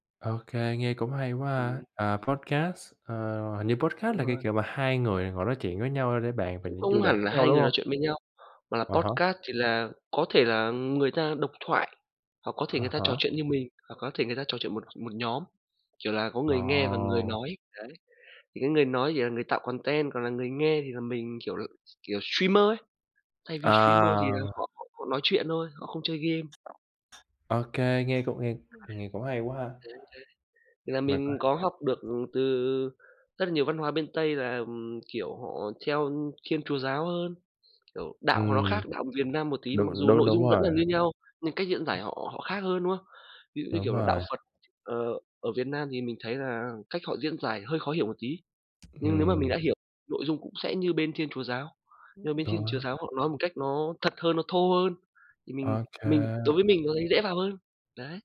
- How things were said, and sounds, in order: in English: "podcast"; in English: "podcast"; in English: "podcast"; other background noise; in English: "content"; tapping; in English: "streamer"; in English: "streamer"; unintelligible speech; other noise; unintelligible speech
- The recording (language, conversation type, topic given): Vietnamese, unstructured, Có nên xem phim như một cách để hiểu các nền văn hóa khác không?
- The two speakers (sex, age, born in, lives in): male, 25-29, Vietnam, United States; male, 25-29, Vietnam, Vietnam